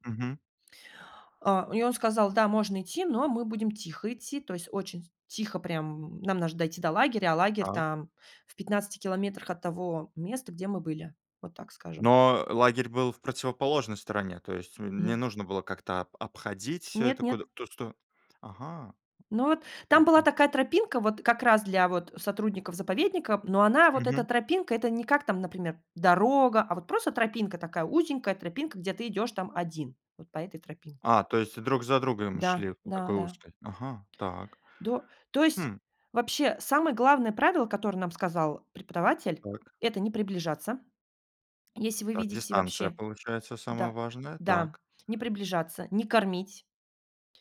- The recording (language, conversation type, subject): Russian, podcast, Что важно знать о диких животных при встрече с ними?
- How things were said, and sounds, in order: tapping